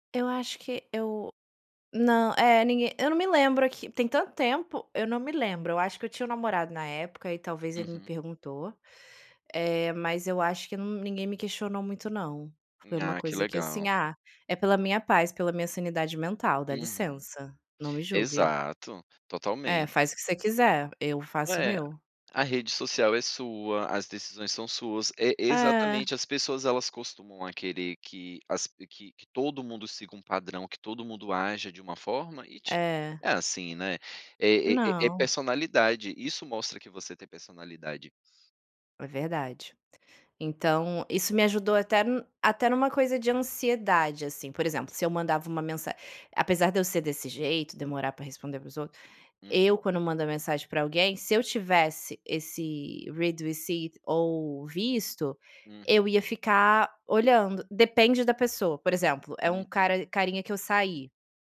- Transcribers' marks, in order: in English: "read receipt"
- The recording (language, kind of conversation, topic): Portuguese, podcast, Como você lida com confirmações de leitura e com o “visto”?